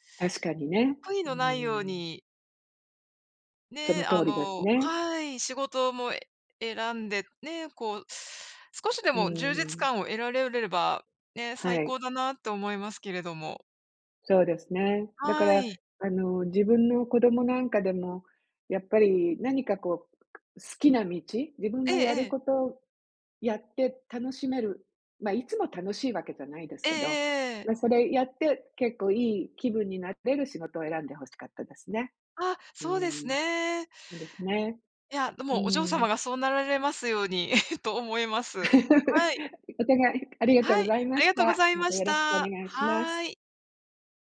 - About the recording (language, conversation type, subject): Japanese, unstructured, 子どもの頃に抱いていた夢は何で、今はどうなっていますか？
- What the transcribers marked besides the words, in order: other noise; chuckle; laugh